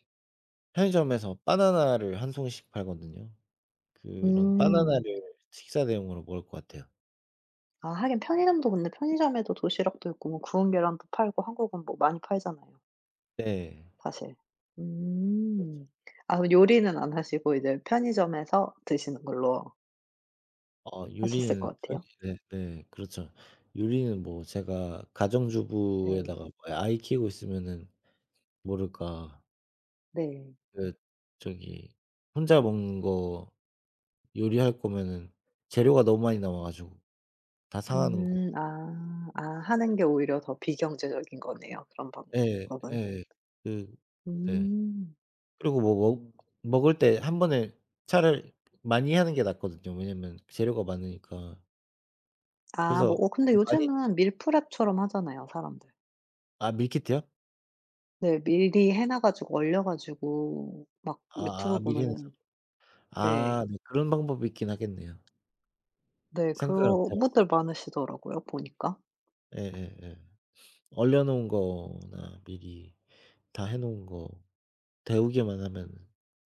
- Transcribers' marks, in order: tapping; other background noise
- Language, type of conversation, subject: Korean, unstructured, 음식 배달 서비스를 너무 자주 이용하는 것은 문제가 될까요?